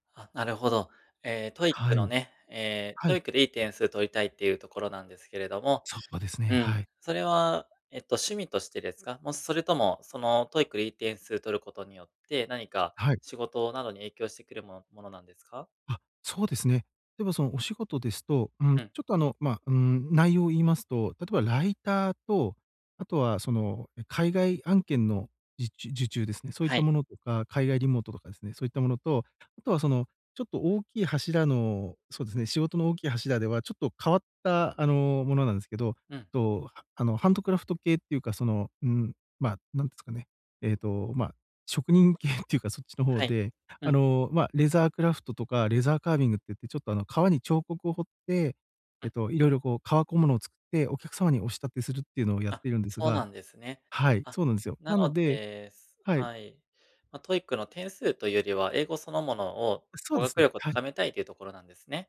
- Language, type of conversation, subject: Japanese, advice, 大きな目標を具体的な小さな行動に分解するにはどうすればよいですか？
- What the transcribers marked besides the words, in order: in English: "ライター"; in English: "リモート"; other background noise; laughing while speaking: "職人系って言うか"